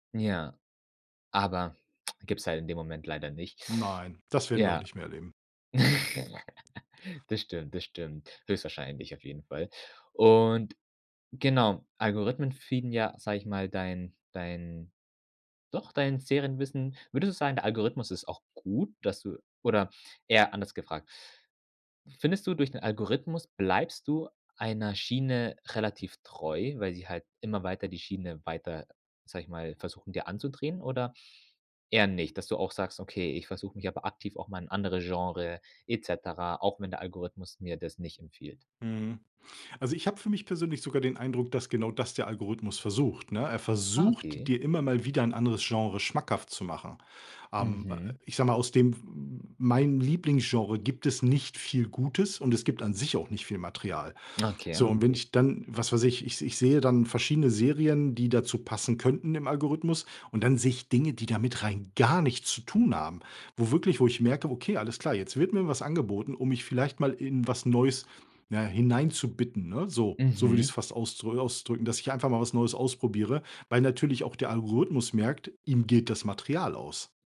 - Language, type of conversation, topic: German, podcast, Wie verändern soziale Medien die Diskussionen über Serien und Fernsehsendungen?
- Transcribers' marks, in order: laugh; in English: "feeden"; stressed: "gar"